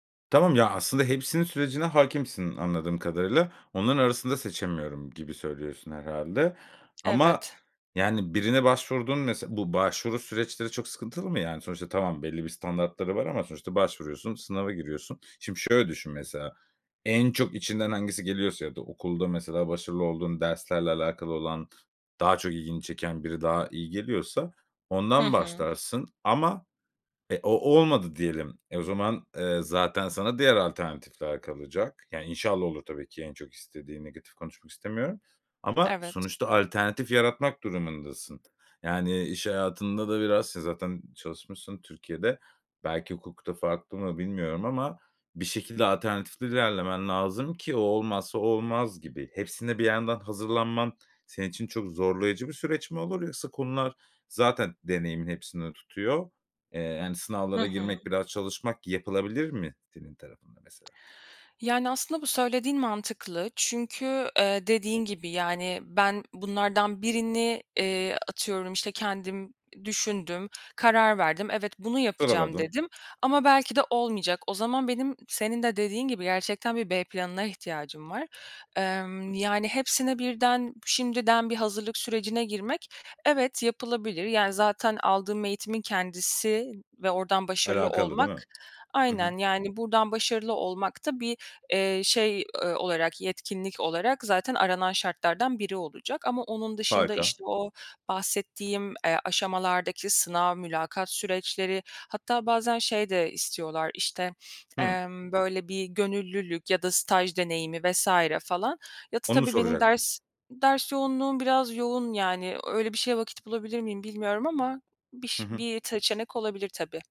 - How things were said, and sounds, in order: other background noise; tapping
- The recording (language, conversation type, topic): Turkish, advice, Mezuniyet sonrası ne yapmak istediğini ve amacını bulamıyor musun?